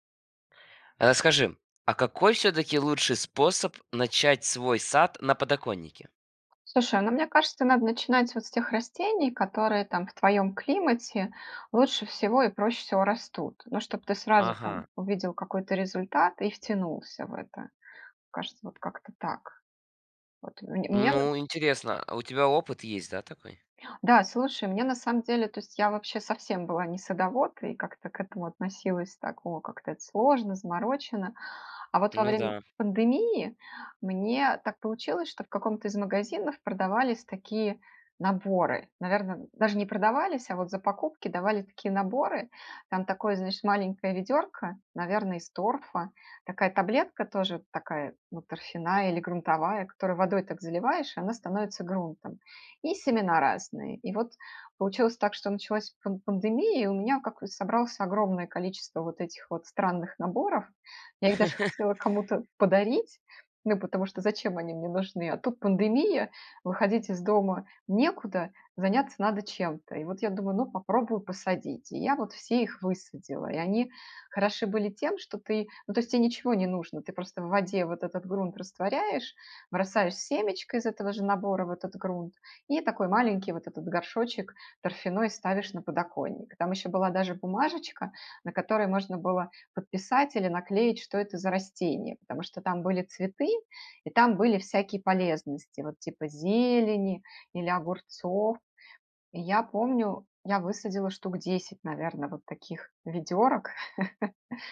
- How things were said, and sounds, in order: other background noise; chuckle; chuckle
- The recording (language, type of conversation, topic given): Russian, podcast, Как лучше всего начать выращивать мини-огород на подоконнике?